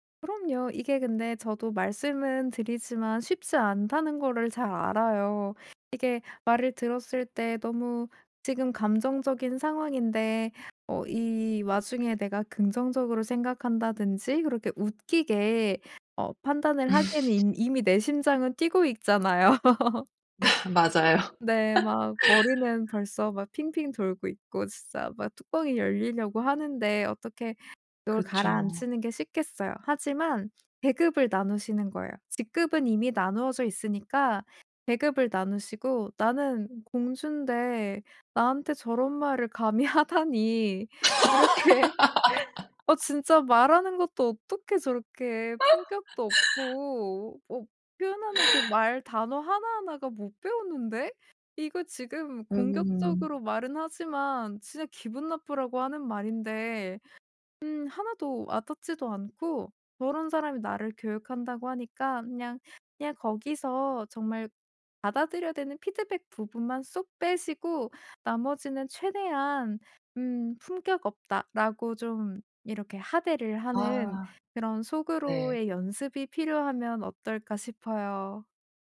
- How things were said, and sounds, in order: laugh; laugh; other background noise; laughing while speaking: "하다니. 이렇게"; laugh; laugh
- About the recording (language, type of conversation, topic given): Korean, advice, 건설적이지 않은 비판을 받을 때 어떻게 반응해야 하나요?